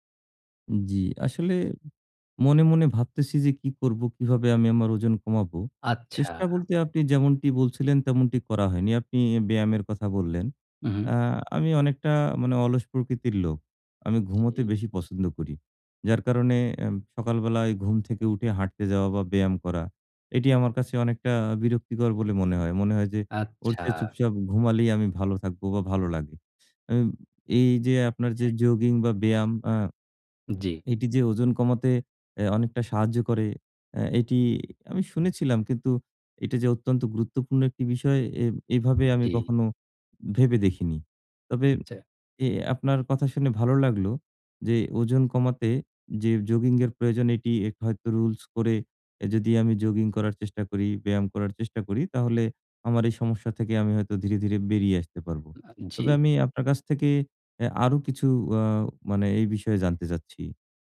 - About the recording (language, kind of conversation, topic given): Bengali, advice, ওজন কমানোর জন্য চেষ্টা করেও ফল না পেলে কী করবেন?
- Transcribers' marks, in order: "জগিং" said as "যোগিং"; "জগিং" said as "যোগিং"; "জগিং" said as "যোগিং"